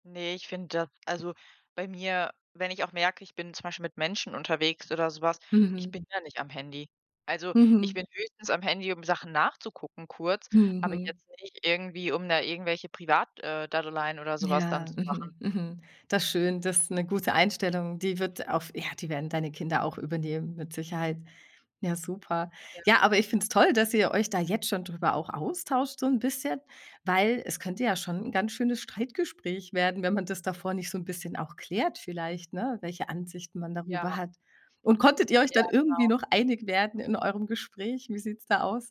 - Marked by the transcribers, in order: none
- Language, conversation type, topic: German, podcast, Wie sprichst du mit Kindern über Bildschirmzeit?